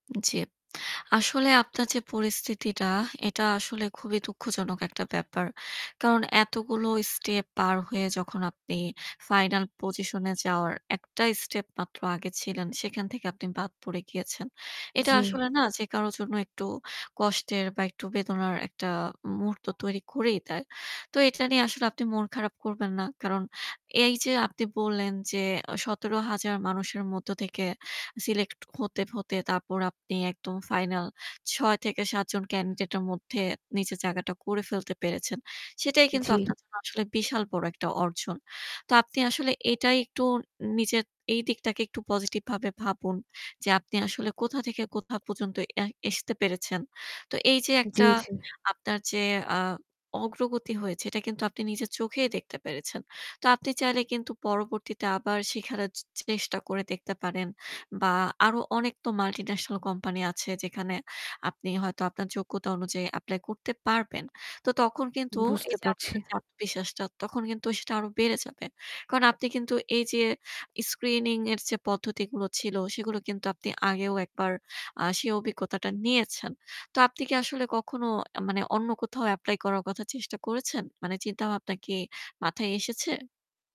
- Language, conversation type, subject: Bengali, advice, বড় কোনো ব্যর্থতার পর আপনি কীভাবে আত্মবিশ্বাস হারিয়ে ফেলেছেন এবং চেষ্টা থেমে গেছে তা কি বর্ণনা করবেন?
- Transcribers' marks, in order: static; horn; other background noise; in English: "মাল্টিন্যাশনাল"; distorted speech; in English: "স্ক্রিনিং"